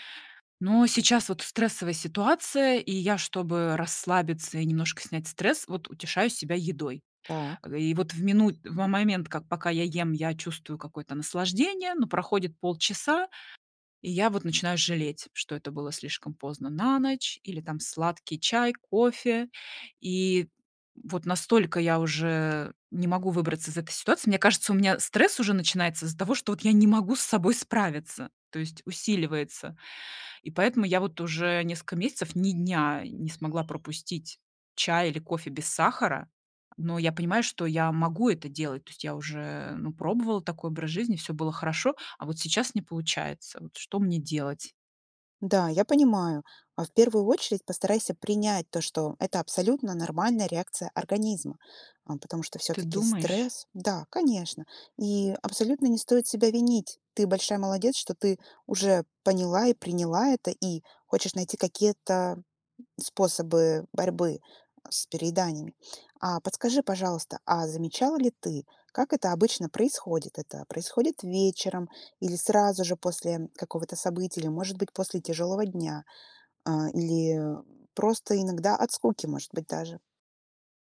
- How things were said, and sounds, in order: none
- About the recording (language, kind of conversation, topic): Russian, advice, Почему я срываюсь на нездоровую еду после стрессового дня?